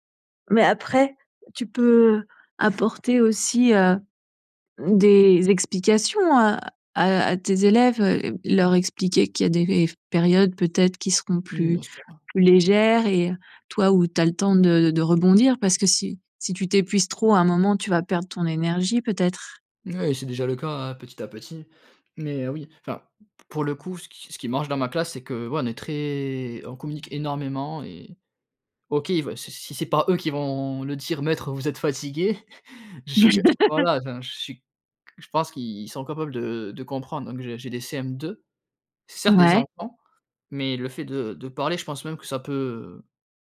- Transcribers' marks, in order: other background noise; laugh; chuckle
- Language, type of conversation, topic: French, advice, Comment décririez-vous votre épuisement émotionnel après de longues heures de travail ?